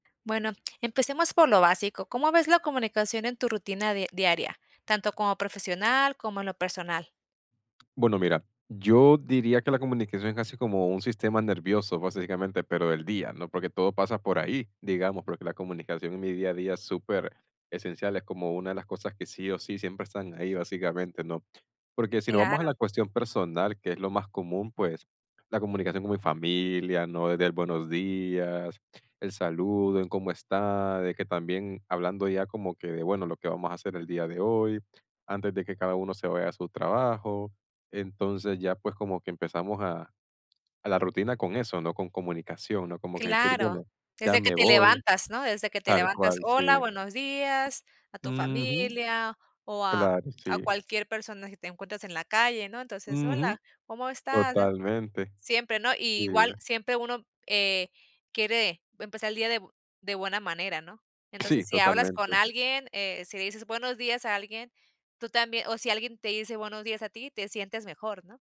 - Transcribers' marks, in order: tapping; other noise
- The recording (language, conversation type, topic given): Spanish, podcast, ¿Qué importancia tiene la comunicación en tu día a día?